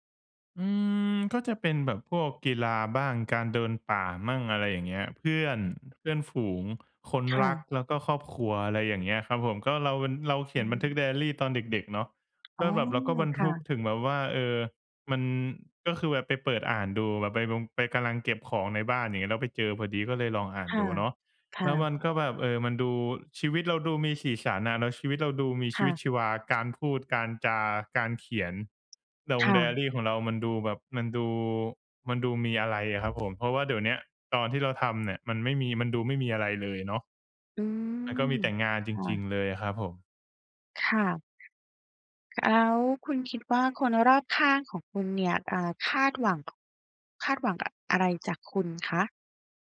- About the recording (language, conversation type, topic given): Thai, advice, ฉันจะรู้สึกเห็นคุณค่าในตัวเองได้อย่างไร โดยไม่เอาผลงานมาเป็นตัวชี้วัด?
- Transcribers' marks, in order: tapping; other background noise